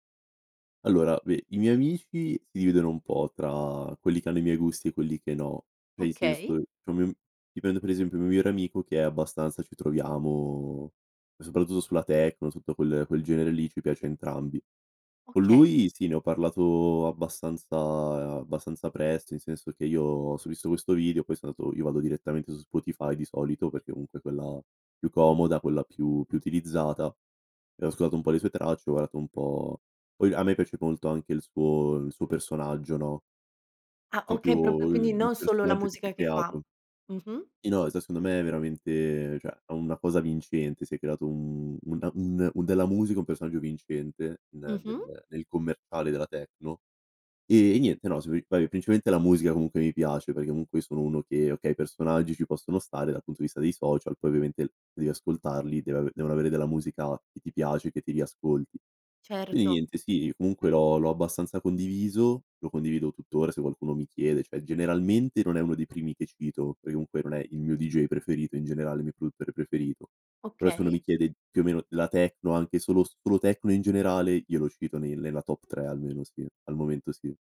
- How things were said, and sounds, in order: "Cioè" said as "eh"; "andato" said as "adato"; "molto" said as "polto"; "proprio" said as "propio"; "proprio" said as "propio"; "secondo" said as "sondo"; unintelligible speech; "comunque" said as "unque"; "Quindi" said as "quini"; "cioè" said as "ceh"; tapping; "perché" said as "pre"; "comunque" said as "unque"; in English: "top"
- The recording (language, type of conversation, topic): Italian, podcast, Come scegli la nuova musica oggi e quali trucchi usi?